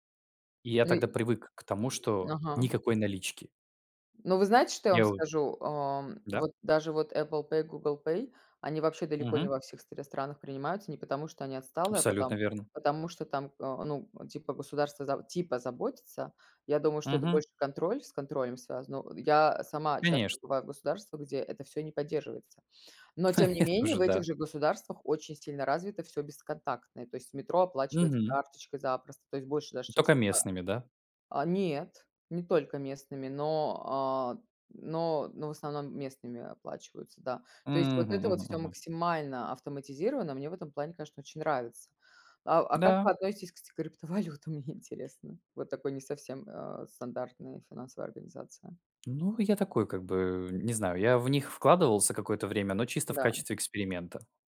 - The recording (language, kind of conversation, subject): Russian, unstructured, Что заставляет вас не доверять банкам и другим финансовым организациям?
- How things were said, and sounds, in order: tapping; chuckle; other background noise; laughing while speaking: "криптовалютам"